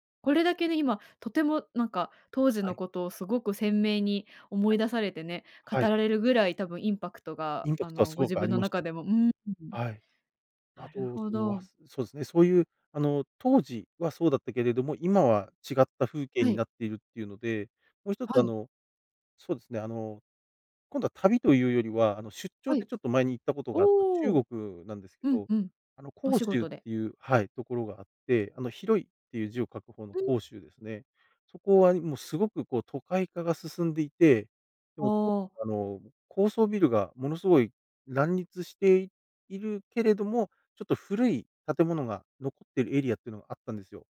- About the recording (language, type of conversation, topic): Japanese, podcast, 忘れられない風景に出会ったときのことを教えていただけますか？
- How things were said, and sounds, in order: none